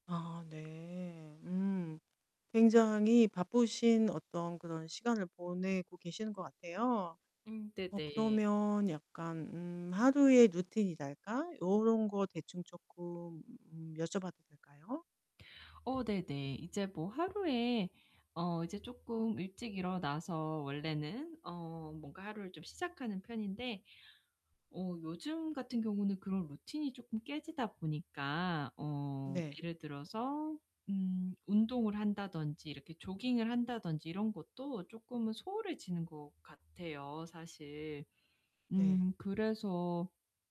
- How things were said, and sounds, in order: static; other background noise; distorted speech
- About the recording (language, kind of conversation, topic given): Korean, advice, 매일 짧은 셀프케어 시간을 만드는 방법